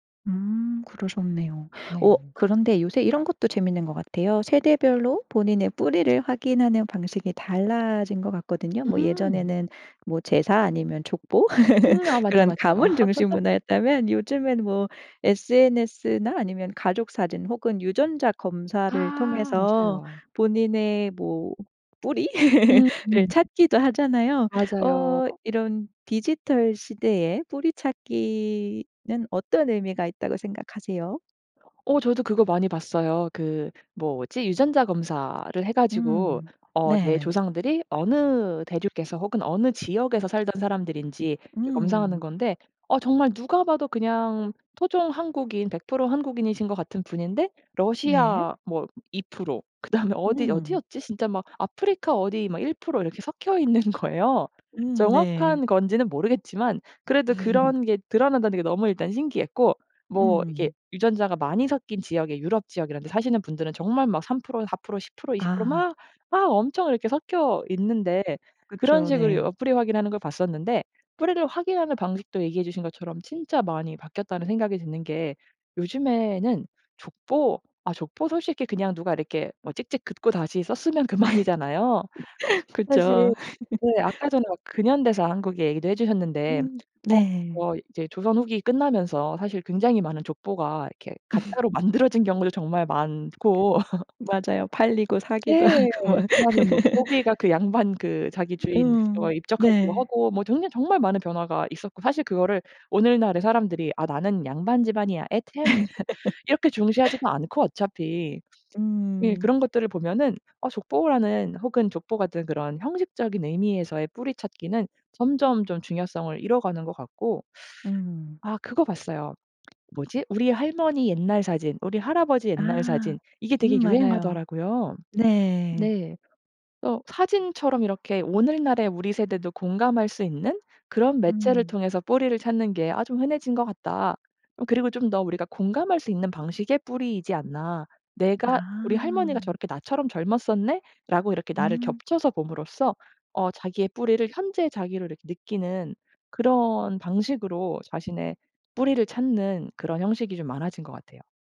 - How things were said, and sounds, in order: laugh; other background noise; laugh; tapping; laughing while speaking: "섞여있는"; laugh; laugh; laughing while speaking: "그쵸"; laughing while speaking: "그만이잖아요"; laugh; laugh; laugh; laughing while speaking: "하고 막"; laugh; laugh
- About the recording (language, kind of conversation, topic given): Korean, podcast, 세대에 따라 ‘뿌리’를 바라보는 관점은 어떻게 다른가요?